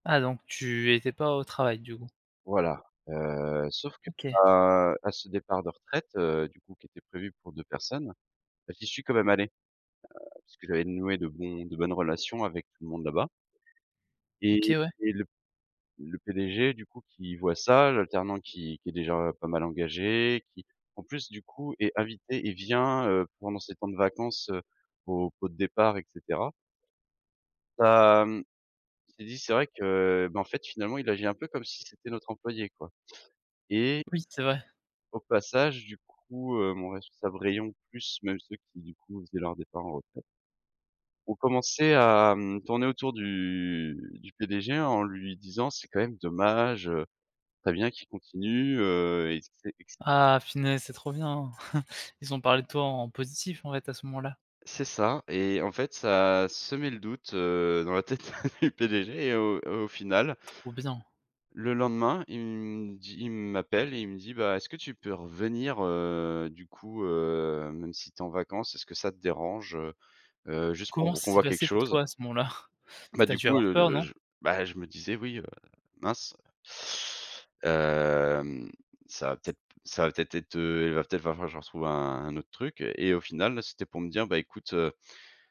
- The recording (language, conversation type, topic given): French, podcast, Peux-tu raconter une expérience où un mentor t’a vraiment aidé(e) ?
- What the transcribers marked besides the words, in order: other background noise; drawn out: "du"; chuckle; chuckle; chuckle; teeth sucking